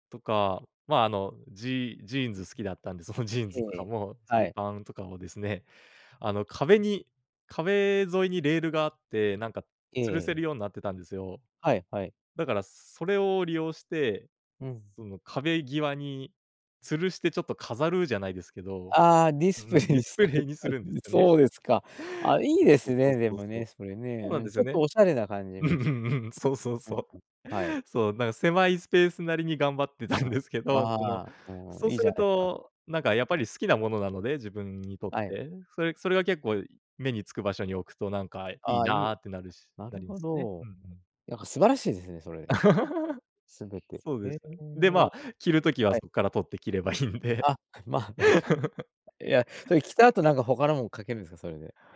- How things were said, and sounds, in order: laughing while speaking: "ディスプレイにされてたんで"; laughing while speaking: "うん うん うん、そう そう そう"; chuckle; laughing while speaking: "頑張ってたんですけど"; unintelligible speech; tapping; laugh; chuckle; laughing while speaking: "いいんで"; other background noise; laugh
- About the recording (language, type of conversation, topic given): Japanese, podcast, 小さなスペースを快適にするには、どんな工夫をすればいいですか？